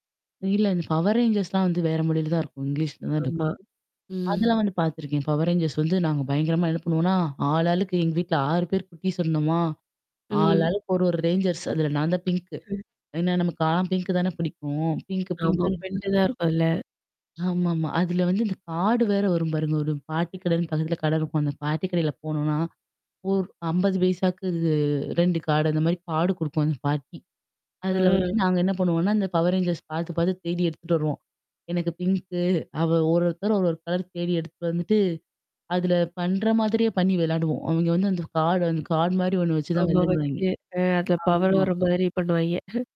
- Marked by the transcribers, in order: mechanical hum; other noise; other background noise; in English: "ரேஞ்சர்ஸ்"; in English: "பிங்க்கு"; in English: "பிங்க்கு"; in English: "பிங்க்கு, பிங்க்குனு"; "பிங்க்கு" said as "பின்ட்டு"; distorted speech; in English: "கார்டு"; in English: "கார்டு"; in English: "Power Rangers"; in English: "பிங்க்கு"; in English: "கார்டு"; in English: "கார்டு"; in English: "பவர்"; tapping
- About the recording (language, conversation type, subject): Tamil, podcast, உங்கள் சின்னப்போழத்தில் பார்த்த கார்ட்டூன்கள் பற்றிச் சொல்ல முடியுமா?